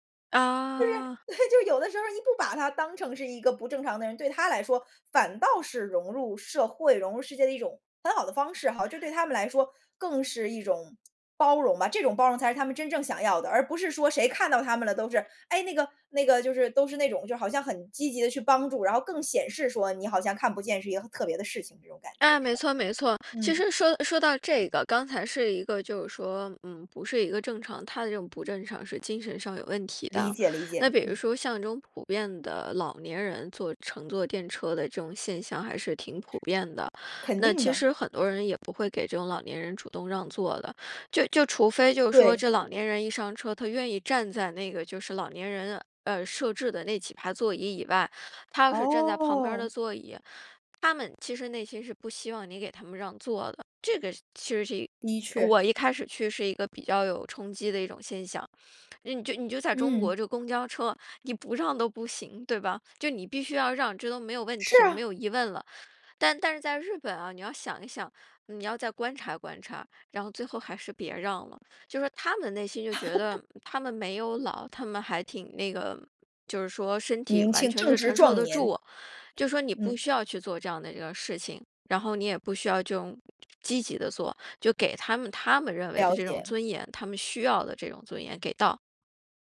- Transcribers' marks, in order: laughing while speaking: "对"; other background noise; laugh
- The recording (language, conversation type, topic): Chinese, podcast, 如何在通勤途中练习正念？